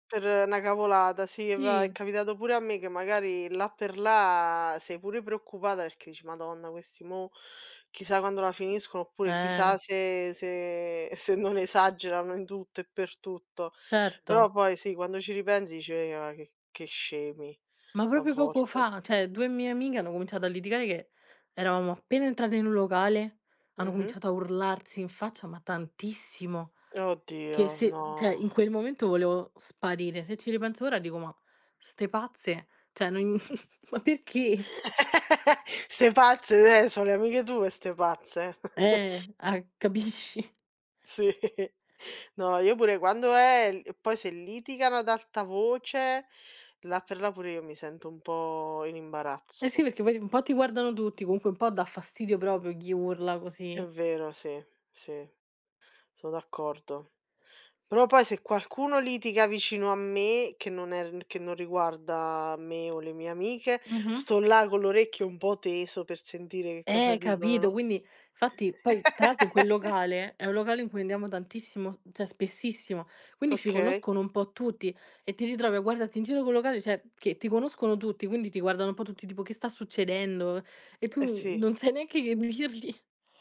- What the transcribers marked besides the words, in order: other background noise; tapping; laughing while speaking: "se non esagerano"; "cioè" said as "ceh"; drawn out: "no"; "cioè" said as "ceh"; laugh; chuckle; chuckle; laughing while speaking: "capisci?"; laughing while speaking: "Sì"; laugh; "cioè" said as "ceh"; unintelligible speech; laughing while speaking: "dirgli"
- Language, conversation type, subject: Italian, unstructured, Quale ricordo ti fa sempre sorridere?